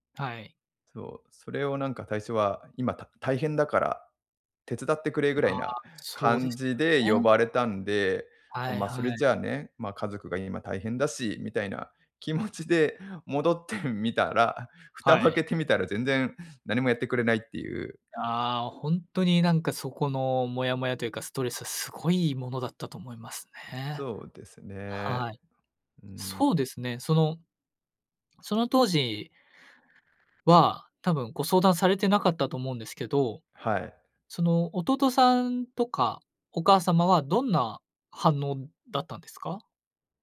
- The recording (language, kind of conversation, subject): Japanese, advice, 介護の負担を誰が担うかで家族が揉めている
- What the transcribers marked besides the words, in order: laughing while speaking: "気持ちで戻ってみたら、蓋を開けてみたら"; other background noise